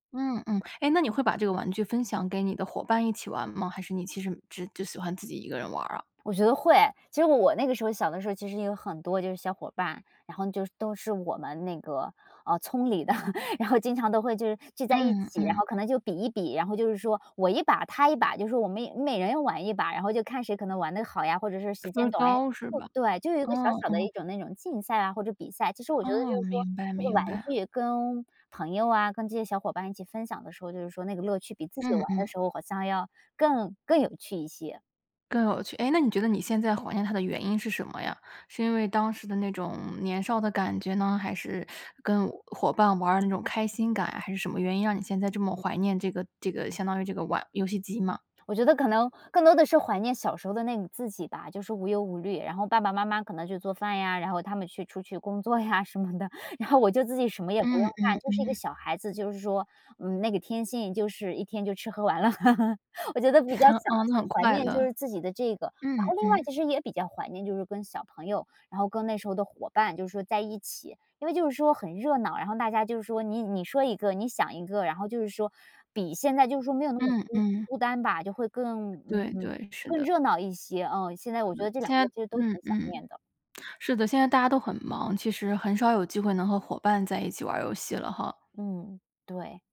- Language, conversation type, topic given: Chinese, podcast, 你小时候最怀念哪一种玩具？
- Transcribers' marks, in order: other background noise; tapping; "村里" said as "葱里"; chuckle; teeth sucking; laughing while speaking: "什么的"; laughing while speaking: "乐"; chuckle